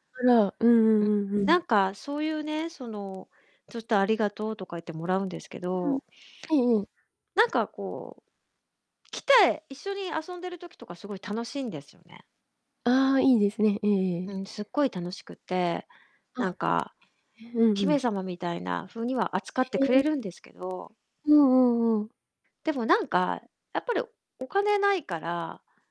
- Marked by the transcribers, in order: distorted speech
- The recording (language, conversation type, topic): Japanese, advice, 恋人に別れを切り出すべきかどうか迷っている状況を説明していただけますか？
- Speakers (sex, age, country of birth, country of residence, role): female, 25-29, Japan, Japan, advisor; female, 50-54, Japan, Japan, user